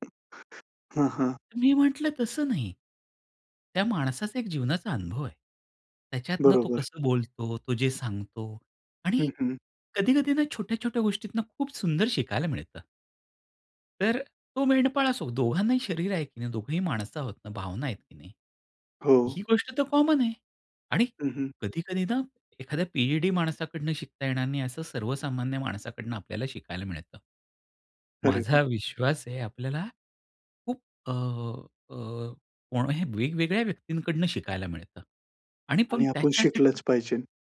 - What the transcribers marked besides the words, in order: other background noise; in English: "कॉमन"
- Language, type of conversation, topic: Marathi, podcast, तुमची जिज्ञासा कायम जागृत कशी ठेवता?